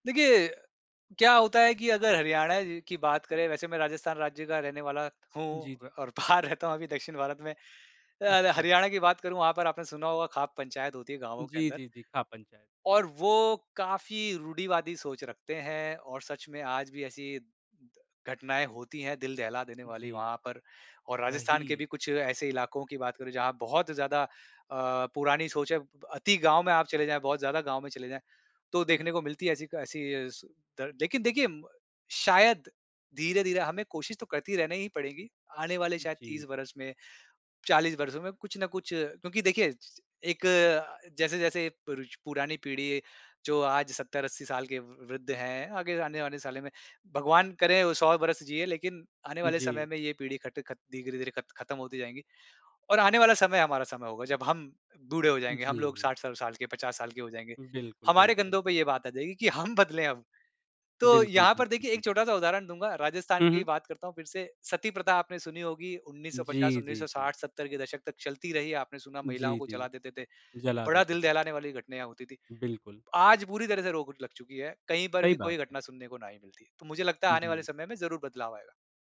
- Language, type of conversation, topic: Hindi, podcast, क्या हमें समाज की अपेक्षाओं के अनुसार चलना चाहिए या अपनी राह खुद बनानी चाहिए?
- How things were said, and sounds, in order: laughing while speaking: "बाहर रहता हूँ अभी दक्षिण भारत में"; "सालों" said as "सालें"; laughing while speaking: "हम बदलें अब"